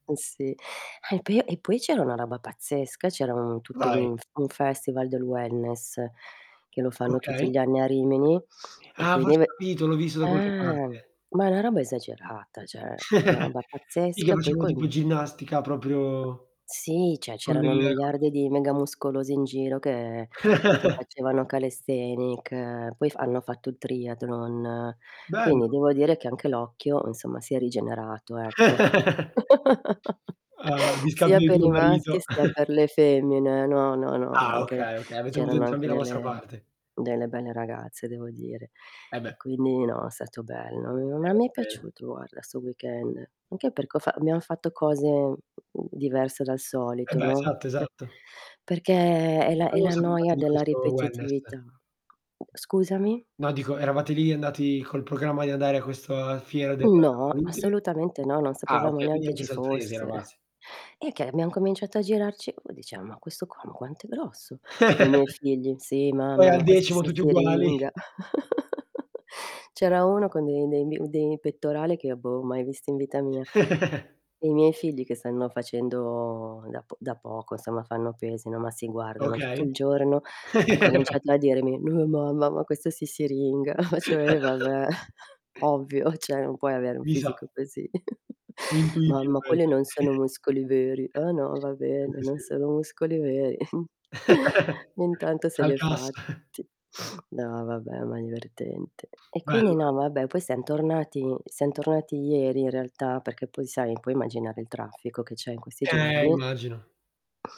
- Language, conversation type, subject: Italian, unstructured, Cosa ti rende più felice durante il weekend?
- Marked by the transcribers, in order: tapping; distorted speech; in English: "wellness"; static; "cioè" said as "ceh"; chuckle; "cioè" said as "ceh"; chuckle; chuckle; mechanical hum; chuckle; in English: "weekend"; in English: "wellness"; other background noise; chuckle; chuckle; chuckle; chuckle; chuckle; put-on voice: "No mamma"; chuckle; "cioè" said as "ceh"; chuckle; "probabilmente" said as "proailmente"; chuckle; chuckle; chuckle